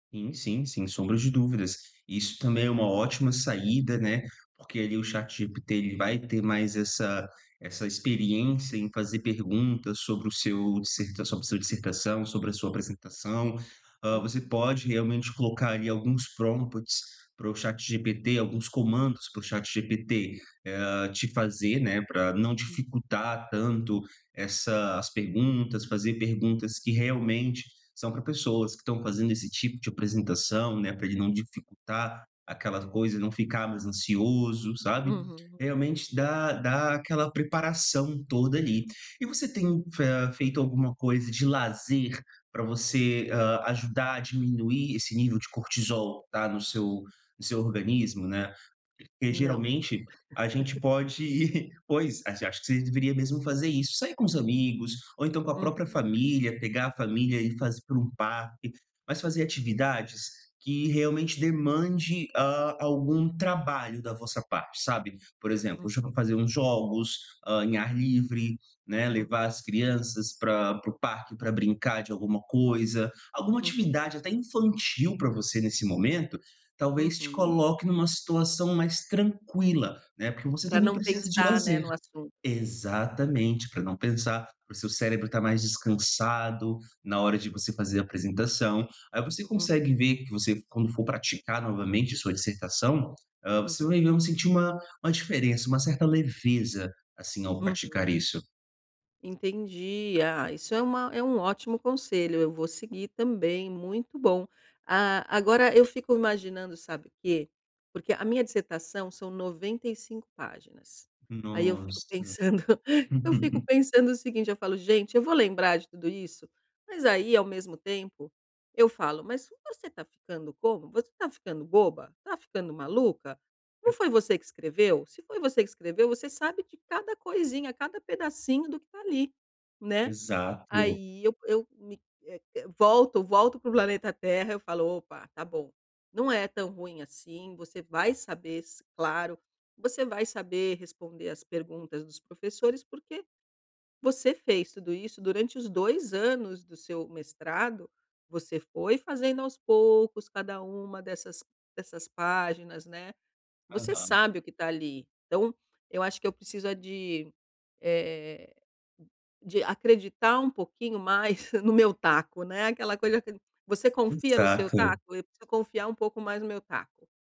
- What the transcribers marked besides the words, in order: in English: "prompts"; laugh; laughing while speaking: "pensando"; laugh; tapping
- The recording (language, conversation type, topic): Portuguese, advice, Como posso controlar minha ansiedade ao falar em grupo sem travar na frente dos outros?